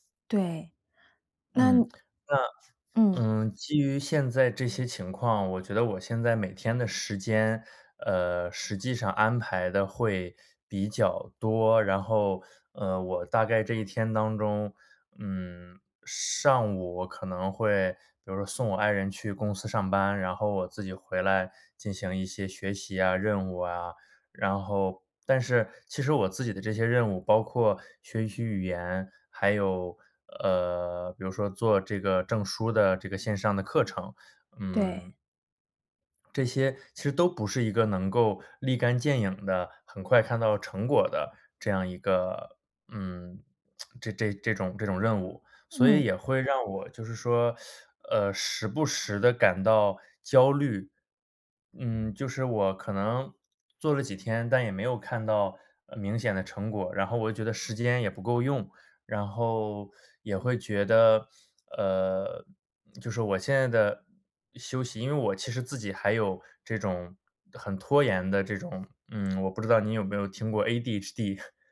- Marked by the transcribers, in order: lip smack; teeth sucking; chuckle
- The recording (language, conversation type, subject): Chinese, advice, 休息时我总是放不下工作，怎么才能真正放松？